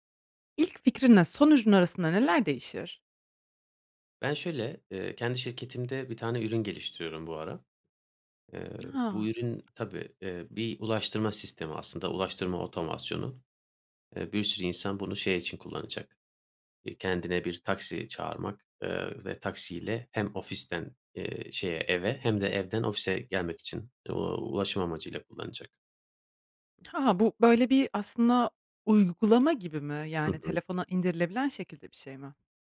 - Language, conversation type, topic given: Turkish, podcast, İlk fikrinle son ürün arasında neler değişir?
- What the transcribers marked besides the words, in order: other noise; other background noise